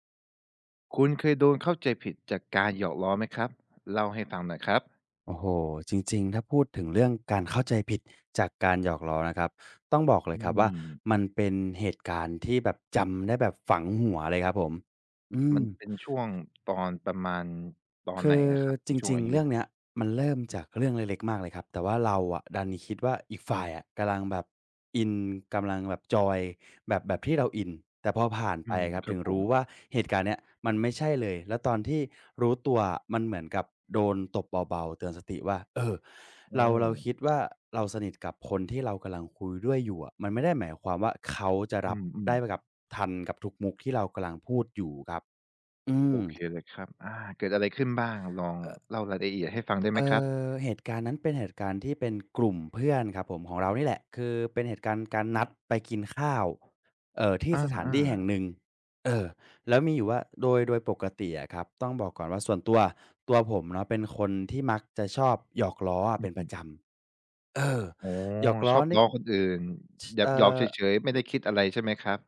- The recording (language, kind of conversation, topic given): Thai, podcast, เคยโดนเข้าใจผิดจากการหยอกล้อไหม เล่าให้ฟังหน่อย
- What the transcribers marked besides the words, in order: other background noise